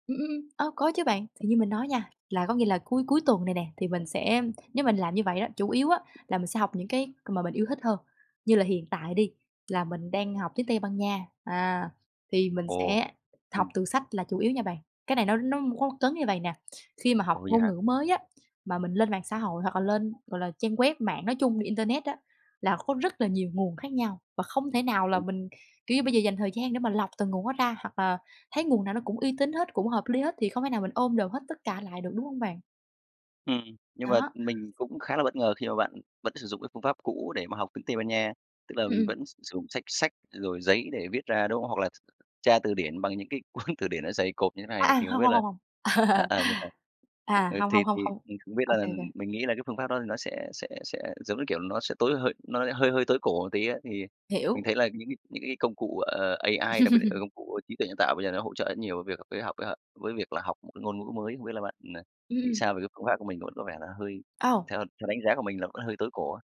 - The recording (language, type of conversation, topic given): Vietnamese, podcast, Bạn thường dùng phương pháp tự học nào?
- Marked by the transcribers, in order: tapping; unintelligible speech; other background noise; laughing while speaking: "cuốn"; laugh; laugh